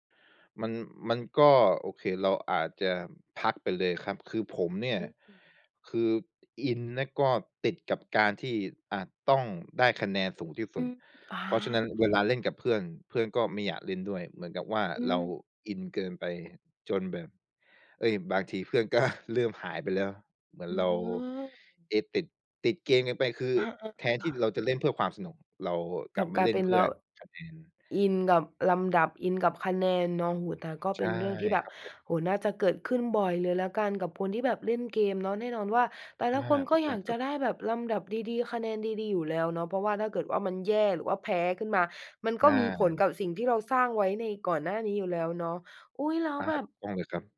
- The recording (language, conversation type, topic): Thai, podcast, งานอดิเรกที่ชอบมาตั้งแต่เด็กและยังชอบอยู่จนถึงวันนี้คืออะไร?
- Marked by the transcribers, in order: laughing while speaking: "ก็"